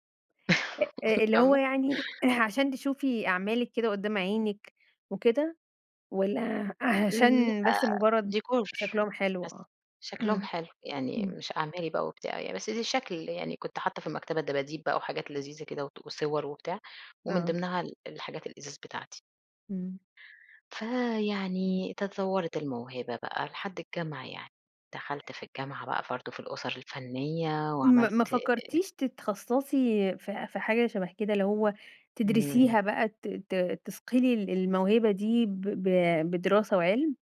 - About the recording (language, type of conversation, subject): Arabic, podcast, احكيلي عن هوايتك المفضلة وإزاي حبيتها؟
- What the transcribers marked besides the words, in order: laugh; throat clearing; tapping; other background noise